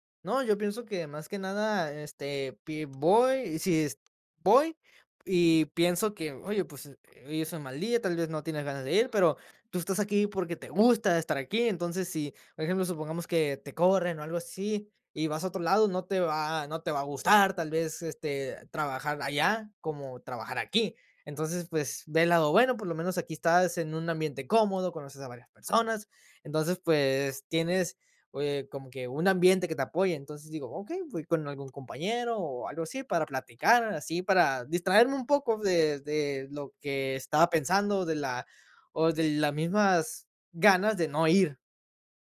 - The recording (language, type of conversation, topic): Spanish, podcast, ¿Qué hábitos diarios alimentan tu ambición?
- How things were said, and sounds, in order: other background noise